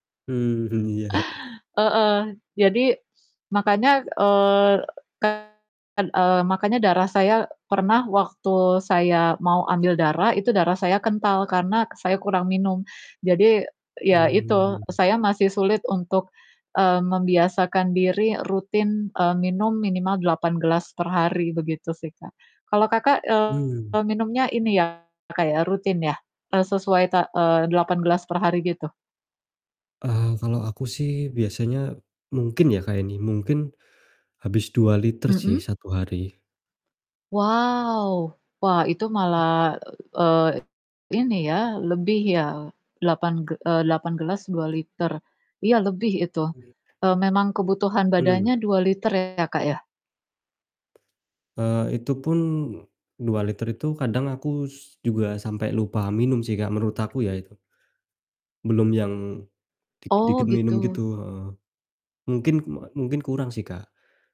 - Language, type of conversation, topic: Indonesian, unstructured, Apa hal yang paling penting untuk menjaga kesehatan sehari-hari?
- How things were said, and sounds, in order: laughing while speaking: "iya"; static; distorted speech; other background noise; tapping; "aku" said as "akus"